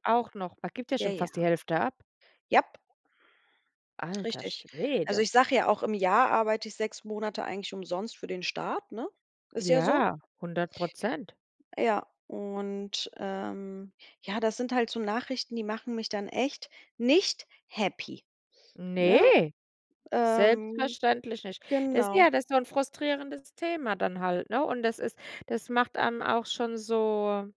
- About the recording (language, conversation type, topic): German, unstructured, Wie reagierst du auf überraschende Nachrichten in den Medien?
- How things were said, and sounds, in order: stressed: "Alter Schwede"; other background noise; stressed: "Ne"; in English: "happy"